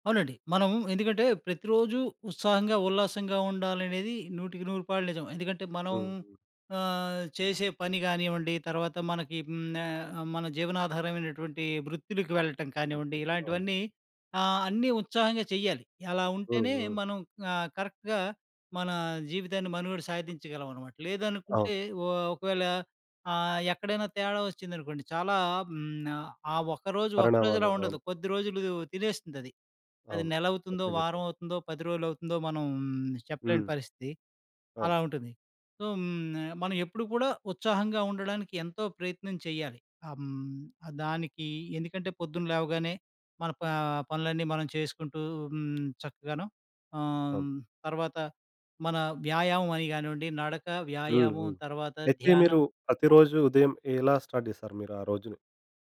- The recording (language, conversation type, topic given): Telugu, podcast, మీ ఇంట్లో ఉదయపు సంప్రదాయం ఎలా ఉంటుందో చెప్పగలరా?
- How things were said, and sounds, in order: in English: "కరెక్ట్‌గా"; in English: "కరెక్ట్‌గా"; in English: "సో"; tapping; other noise; in English: "స్టార్ట్"